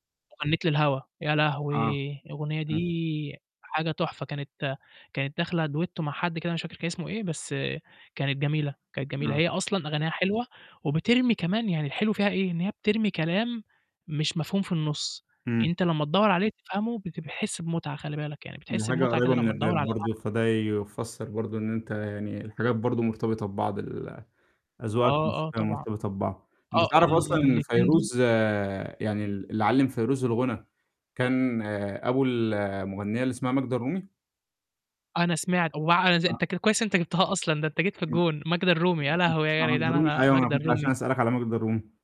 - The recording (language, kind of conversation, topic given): Arabic, podcast, احكيلي عن أول أغنية غيرت ذوقك الموسيقي؟
- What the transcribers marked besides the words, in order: in English: "duetto"; distorted speech; in English: "الراب"